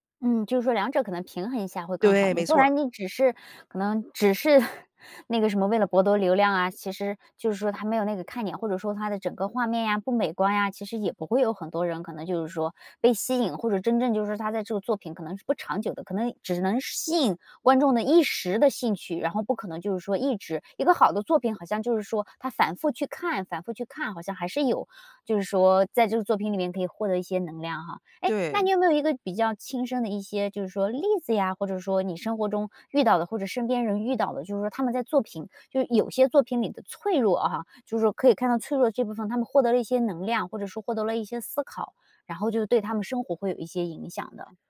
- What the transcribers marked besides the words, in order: chuckle; stressed: "一时"
- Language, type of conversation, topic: Chinese, podcast, 你愿意在作品里展现脆弱吗？